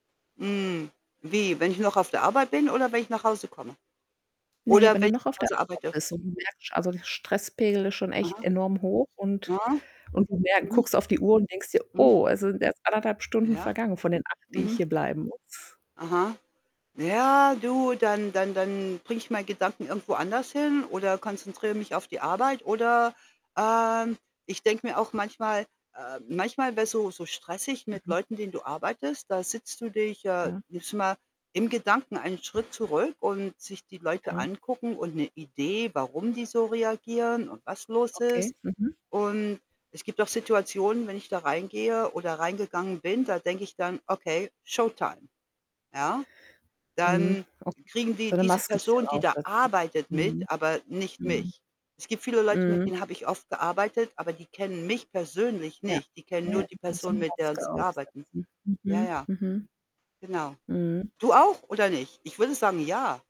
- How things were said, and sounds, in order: static; distorted speech; tapping; other background noise; in English: "Showtime"; "arbeiten" said as "gearbeiten"
- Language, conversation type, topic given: German, unstructured, Was macht für dich einen guten Arbeitstag aus?